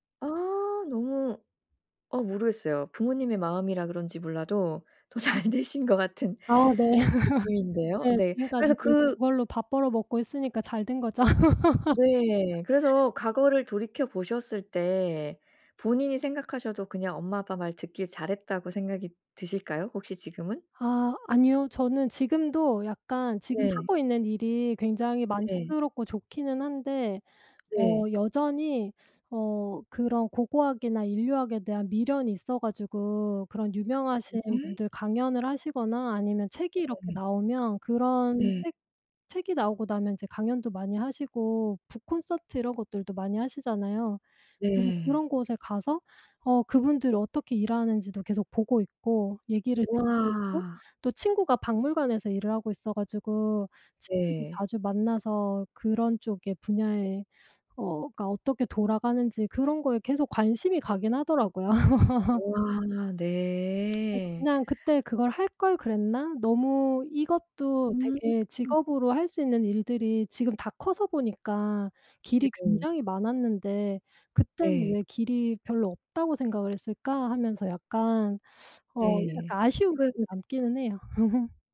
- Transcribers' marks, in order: laughing while speaking: "더 잘 되신 것 같은"; laugh; laugh; tapping; laugh; laugh
- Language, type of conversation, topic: Korean, podcast, 가족의 기대와 내 진로 선택이 엇갈렸을 때, 어떻게 대화를 풀고 합의했나요?